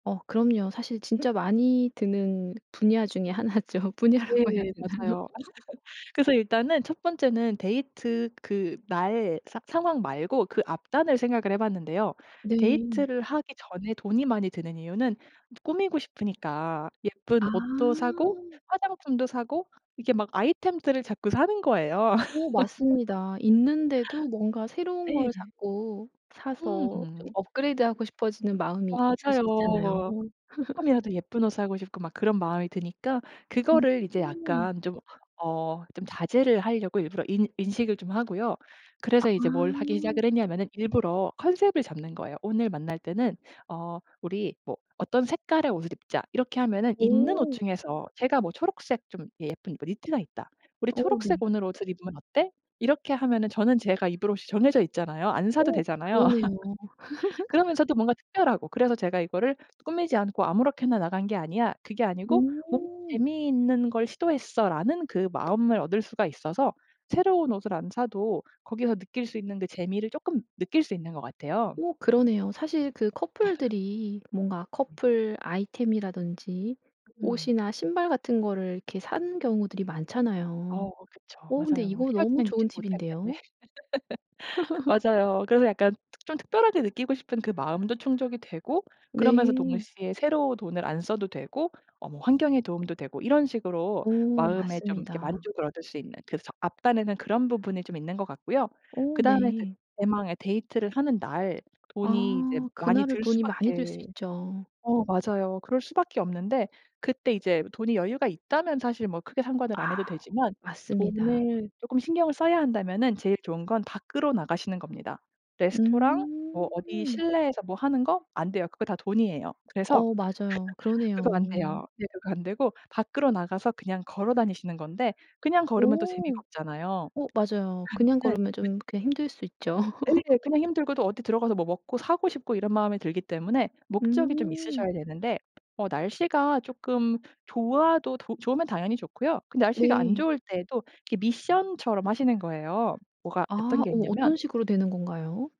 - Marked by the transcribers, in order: laughing while speaking: "하나 죠. 분야라고 해야 되나요?"; laugh; tapping; other background noise; other noise; laugh; laugh; laugh; laugh; laugh; laugh; unintelligible speech; laugh
- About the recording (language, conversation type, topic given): Korean, podcast, 돈을 많이 쓰지 않고도 즐겁게 지낼 수 있는 방법이 있을까요?